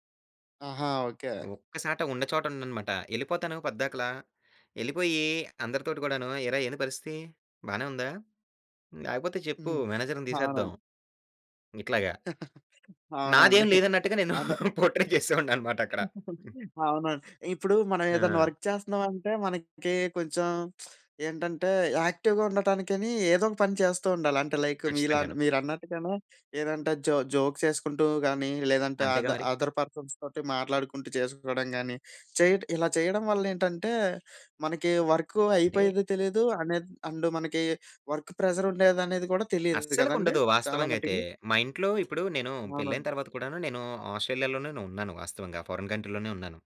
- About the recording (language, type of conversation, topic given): Telugu, podcast, పని భారం సమానంగా పంచుకోవడం గురించి ఎలా చర్చించాలి?
- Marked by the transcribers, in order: "ఒక్కచోట" said as "ఒక్కసాట"; other background noise; in English: "మేనేజర్‌ని"; chuckle; laughing while speaking: "నేను, పోర్ట్రై చేసేవాడిని అన్నమాట అక్కడ"; in English: "పోర్ట్రై"; chuckle; in English: "వర్క్"; lip smack; in English: "యాక్టివ్‌గా"; in English: "లైక్"; in English: "జో జోక్"; in English: "అ అదర్ పర్సన్స్"; in English: "వర్క్"; in English: "వర్క్"; in English: "ఫారెన్ కంట్రీ‌లోనే"